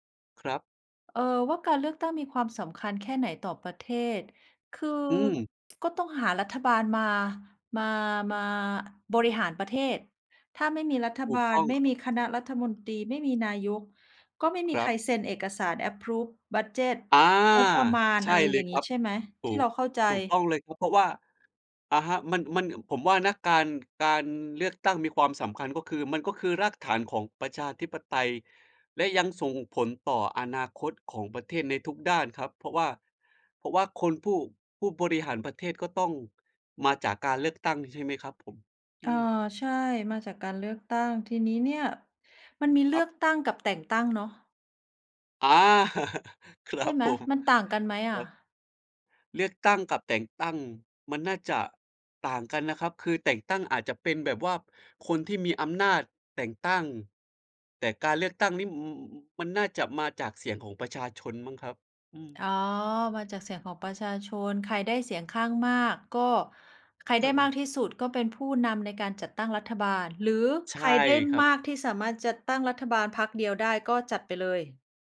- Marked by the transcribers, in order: tapping; in English: "approve"; chuckle; laughing while speaking: "ครับผม"
- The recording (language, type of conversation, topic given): Thai, unstructured, คุณคิดว่าการเลือกตั้งมีความสำคัญแค่ไหนต่อประเทศ?